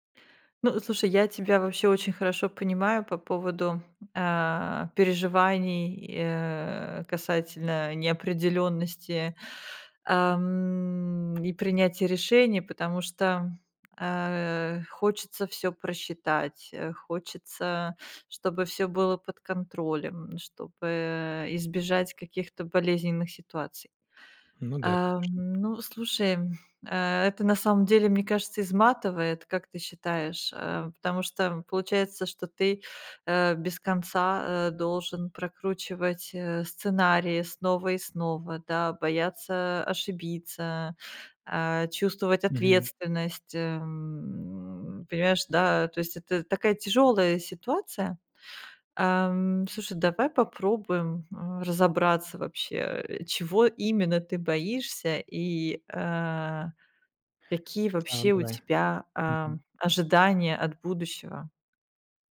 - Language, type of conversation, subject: Russian, advice, Как перестать постоянно тревожиться о будущем и испытывать тревогу при принятии решений?
- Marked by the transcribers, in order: tapping